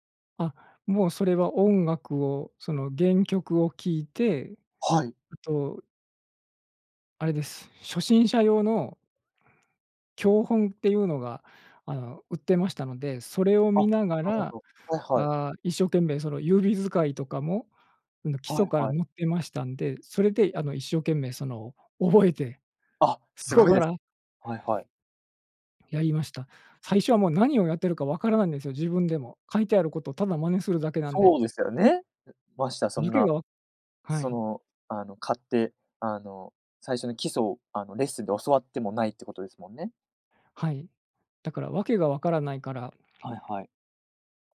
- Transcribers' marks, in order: none
- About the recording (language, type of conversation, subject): Japanese, podcast, 音楽と出会ったきっかけは何ですか？
- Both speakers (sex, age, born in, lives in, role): male, 20-24, United States, Japan, host; male, 45-49, Japan, Japan, guest